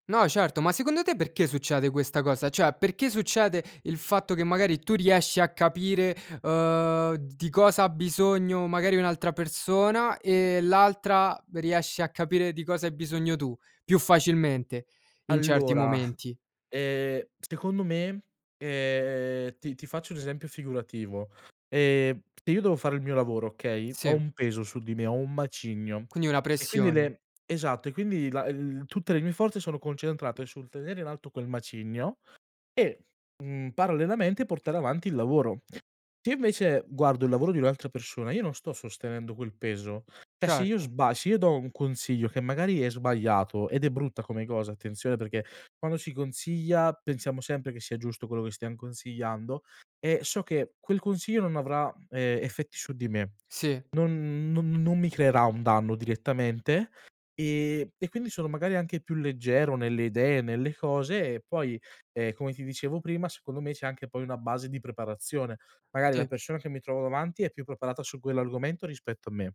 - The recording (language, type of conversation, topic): Italian, podcast, Come superi il blocco creativo quando ti fermi, sai?
- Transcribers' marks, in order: "cioè" said as "ceh"